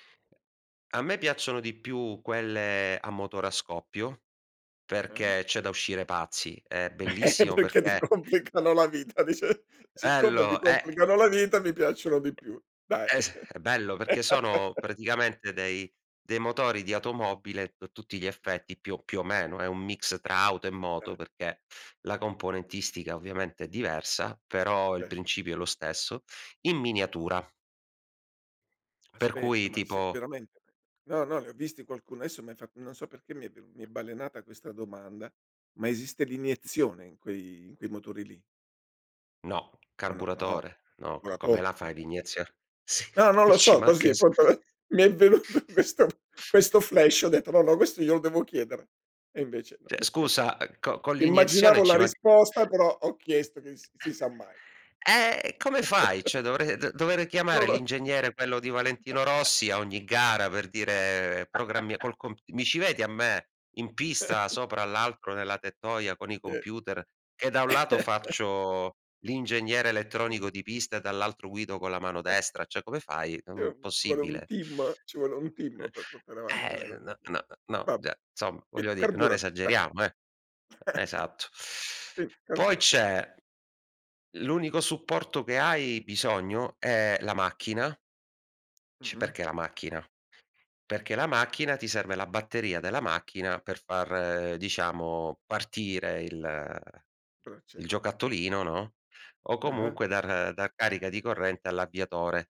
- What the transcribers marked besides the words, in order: other background noise; chuckle; laughing while speaking: "Perché ti complicano la vita dici"; chuckle; laugh; laughing while speaking: "mi è venuto questo"; laughing while speaking: "sì, ci manca so"; chuckle; chuckle; chuckle; laugh; chuckle; chuckle; other noise; chuckle; "cioè" said as "ge"; "insomma" said as "zomma"; chuckle; teeth sucking
- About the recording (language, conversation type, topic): Italian, podcast, C’è un piccolo progetto che consiglieresti a chi è alle prime armi?